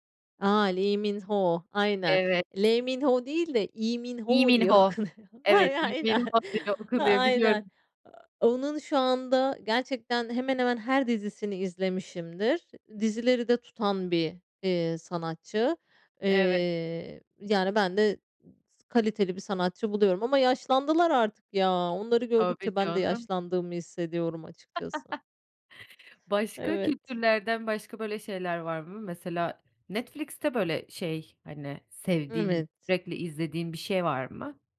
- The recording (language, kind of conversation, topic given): Turkish, podcast, Bir filmi tekrar izlemek neden bu kadar tatmin edici gelir?
- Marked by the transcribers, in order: chuckle